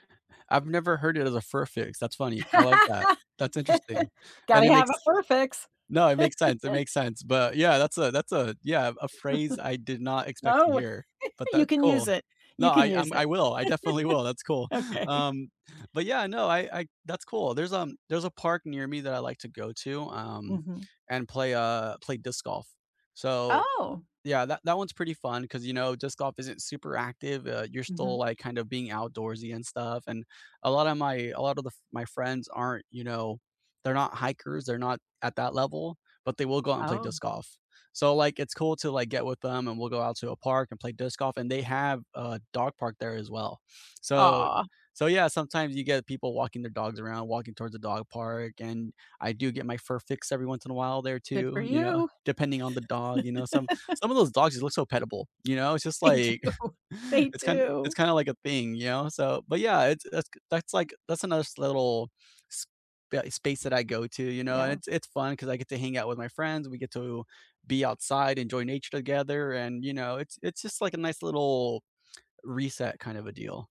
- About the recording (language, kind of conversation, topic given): English, unstructured, What nearby place always lifts your mood, and what makes it special to you?
- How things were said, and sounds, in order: laugh; laugh; other background noise; chuckle; laugh; laughing while speaking: "I definitely will, that's cool"; laugh; laughing while speaking: "Okay"; sniff; laugh; laughing while speaking: "They do. They do"; chuckle; tsk